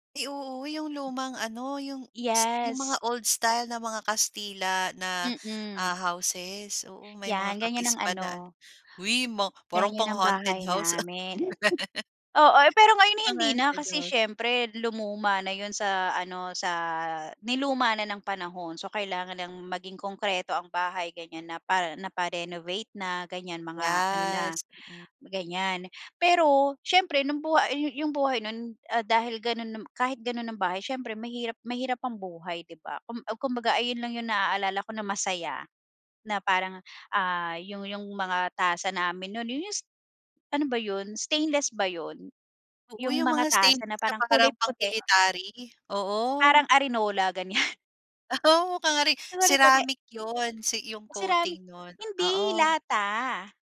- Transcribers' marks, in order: other background noise; laugh; in Spanish: "Amante dos"; "Yes" said as "Yas"; laughing while speaking: "ganyan"; laughing while speaking: "Oh"; dog barking
- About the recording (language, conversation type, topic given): Filipino, podcast, Ano ang unang alaala mo tungkol sa pamilya noong bata ka?